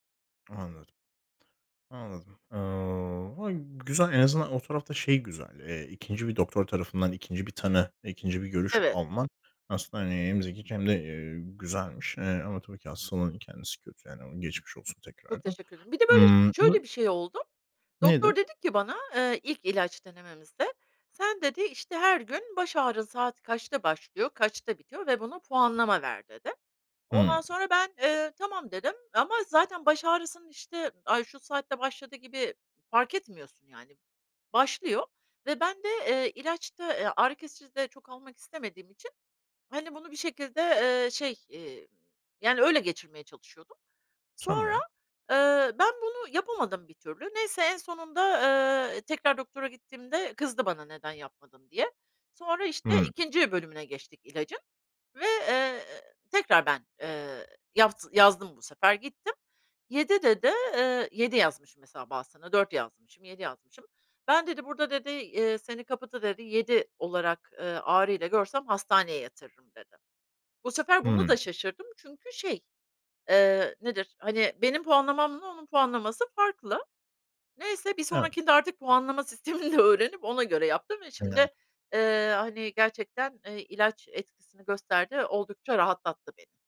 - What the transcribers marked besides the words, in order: other noise; tapping; laughing while speaking: "sistemini de"; unintelligible speech
- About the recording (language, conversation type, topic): Turkish, advice, İlaçlarınızı veya takviyelerinizi düzenli olarak almamanızın nedeni nedir?